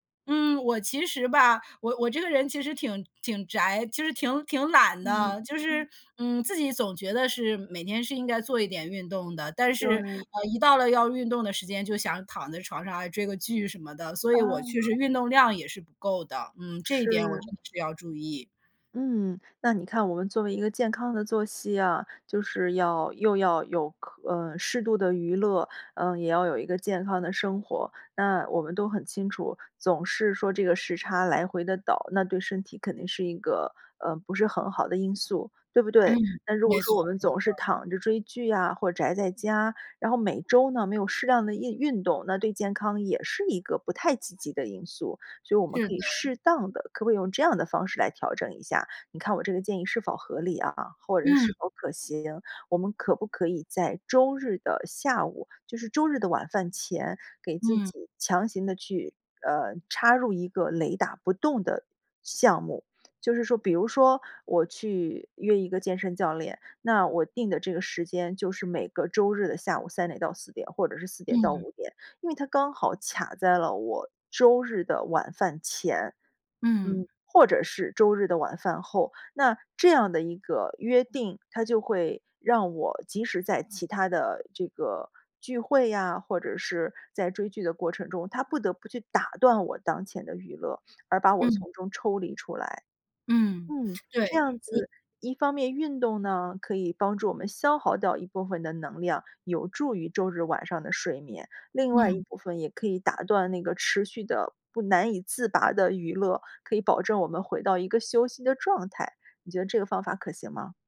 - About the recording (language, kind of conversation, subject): Chinese, advice, 周末作息打乱，周一难以恢复工作状态
- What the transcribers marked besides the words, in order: none